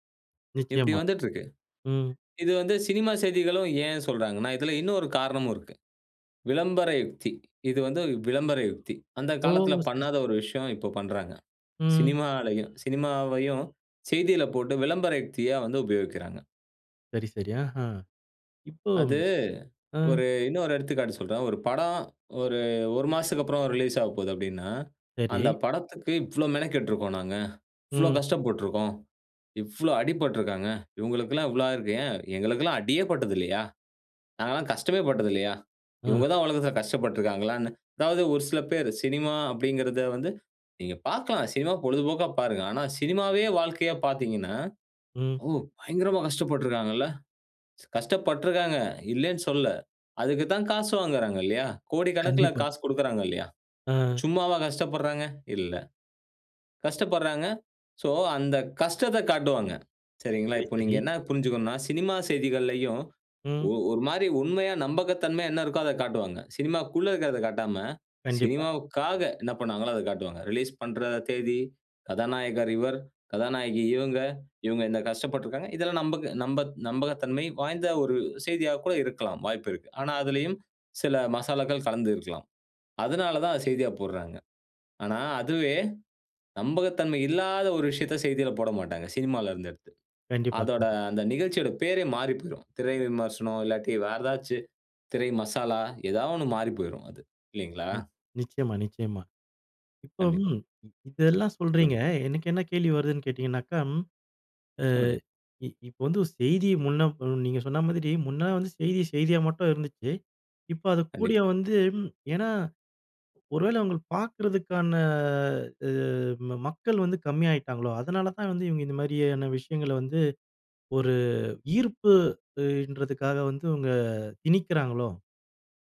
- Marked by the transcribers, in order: drawn out: "ஓ!"; other noise
- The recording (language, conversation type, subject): Tamil, podcast, செய்திகளும் பொழுதுபோக்கும் ஒன்றாக கலந்தால் அது நமக்கு நல்லதா?